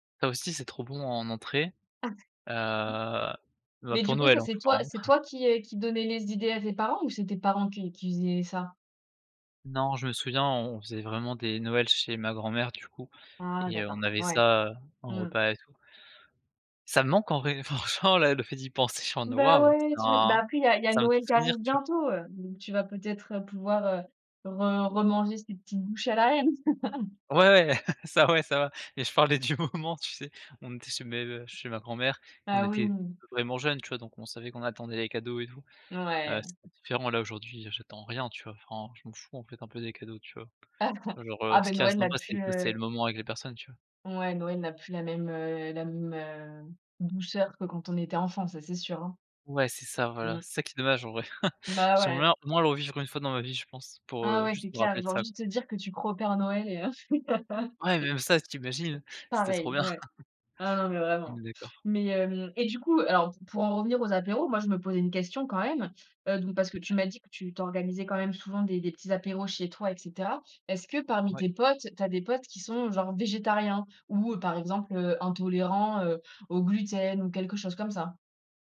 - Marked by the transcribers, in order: other background noise; chuckle; laugh; laughing while speaking: "du moment"; chuckle; laugh; chuckle
- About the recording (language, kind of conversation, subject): French, podcast, Quels snacks simples et efficaces préparer pour un apéro de fête ?